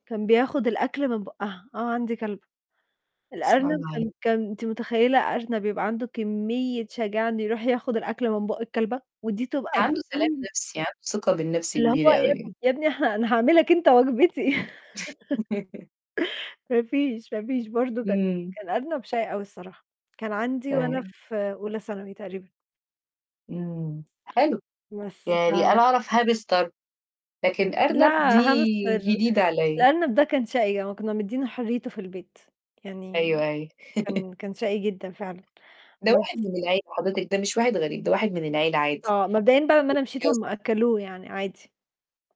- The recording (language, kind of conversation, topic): Arabic, unstructured, إيه أحلى مغامرة عشتها في حياتك؟
- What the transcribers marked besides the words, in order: unintelligible speech; static; unintelligible speech; laugh; chuckle; unintelligible speech; tapping; chuckle; distorted speech